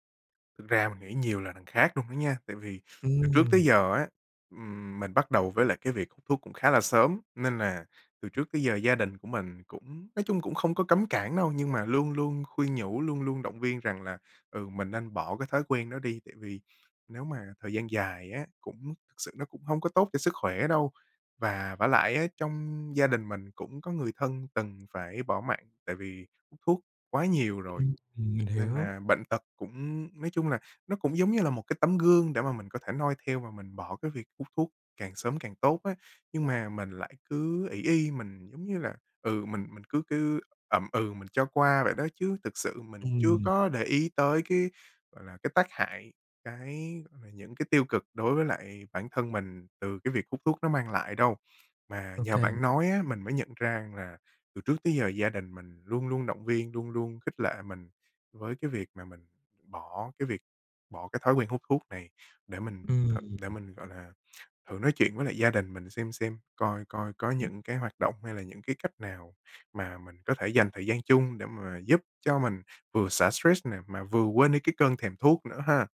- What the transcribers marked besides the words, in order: other background noise
- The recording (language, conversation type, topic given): Vietnamese, advice, Làm thế nào để đối mặt với cơn thèm khát và kiềm chế nó hiệu quả?